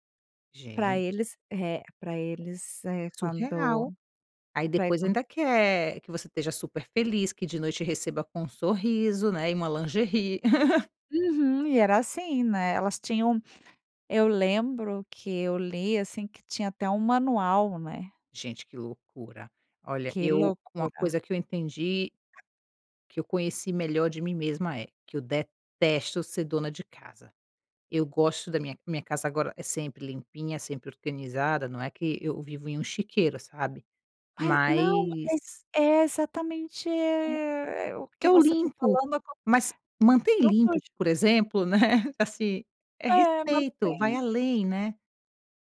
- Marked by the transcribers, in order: scoff; tapping; stressed: "detesto"; laughing while speaking: "né"
- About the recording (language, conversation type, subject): Portuguese, podcast, Como vocês dividem as tarefas domésticas na família?